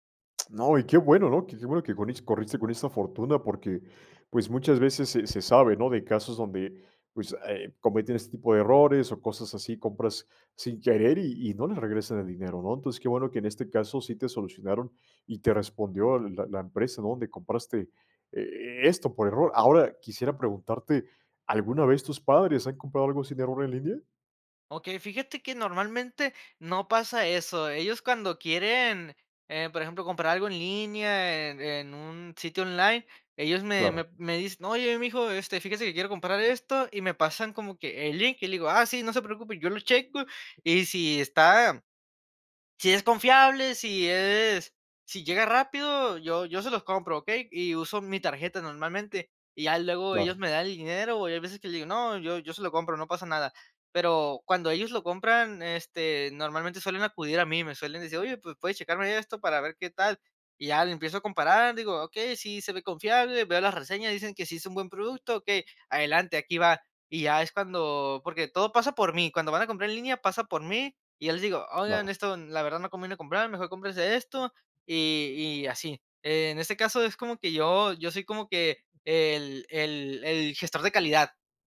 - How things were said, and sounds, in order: none
- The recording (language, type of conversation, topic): Spanish, podcast, ¿Qué retos traen los pagos digitales a la vida cotidiana?